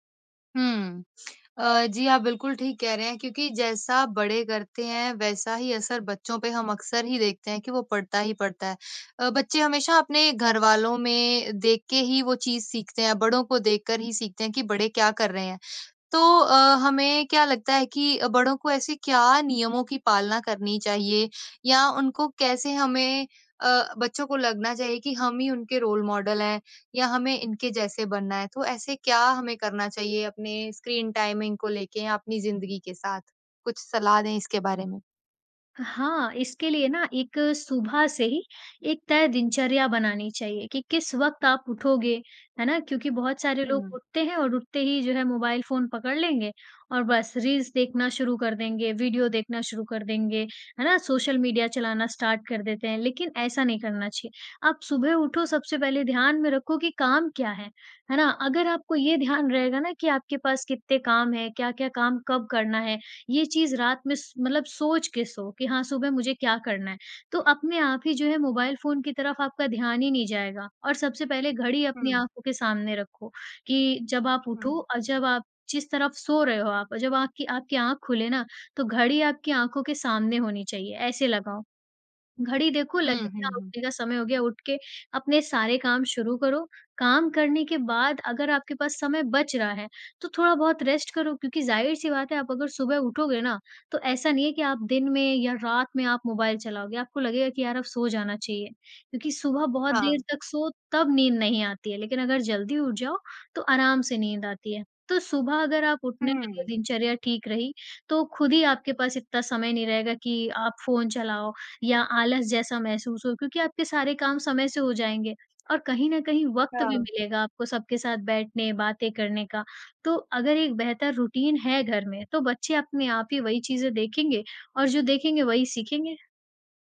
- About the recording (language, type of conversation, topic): Hindi, podcast, घर में आप स्क्रीन समय के नियम कैसे तय करते हैं और उनका पालन कैसे करवाते हैं?
- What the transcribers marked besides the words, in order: tongue click; other background noise; in English: "रोल मॉडल"; in English: "टाइमिंग"; in English: "स्टार्ट"; in English: "रेस्ट"; in English: "रूटीन"